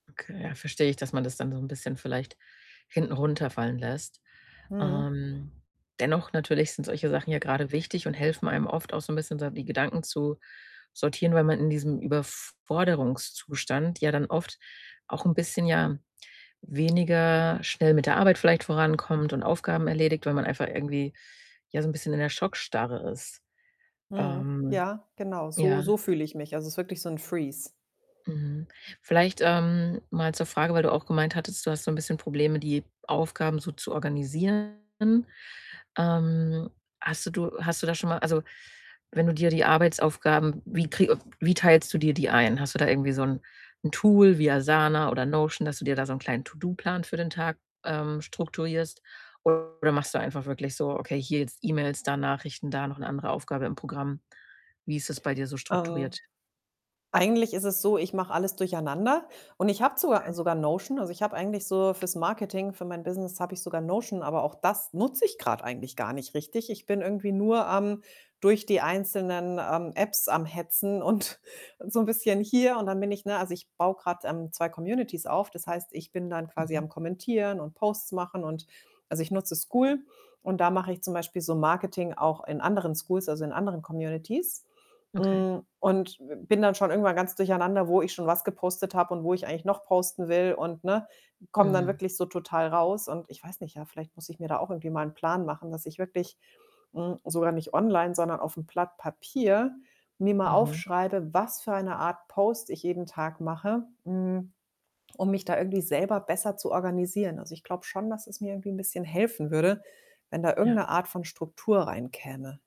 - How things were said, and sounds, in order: static; other background noise; in English: "freeze"; distorted speech; unintelligible speech; tapping; laughing while speaking: "und"; in English: "Communities"; in English: "Communities"
- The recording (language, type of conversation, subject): German, advice, Was kann ich jetzt tun, wenn mich eine plötzliche Gedankenflut überfordert?